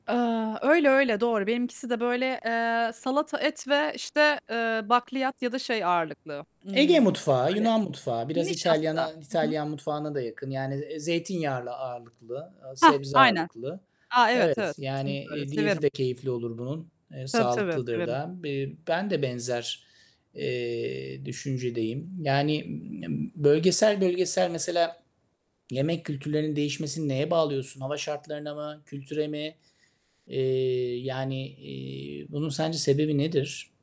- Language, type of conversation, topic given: Turkish, unstructured, Geleneksel yemekler bir kültürü nasıl yansıtır?
- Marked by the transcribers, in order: static; other background noise; distorted speech; "zeytinyağlı" said as "zeytinyarlı"; unintelligible speech